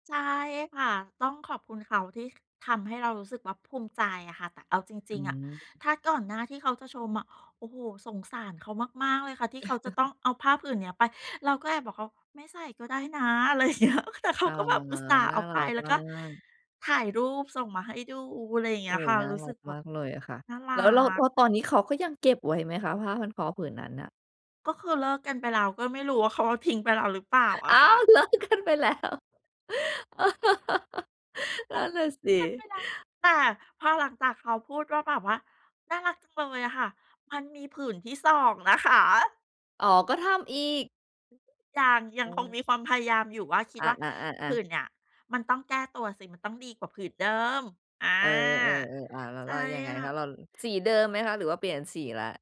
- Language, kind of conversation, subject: Thai, podcast, งานฝีมือชิ้นไหนที่คุณทำแล้วภูมิใจที่สุด?
- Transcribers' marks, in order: tapping; chuckle; laughing while speaking: "อะไรเงี้ย"; other background noise; laughing while speaking: "อ้าว เลิกกันไปแล้ว นั่นน่ะสิ"; giggle; put-on voice: "ป เป็นไปแล้ว"; stressed: "อีก"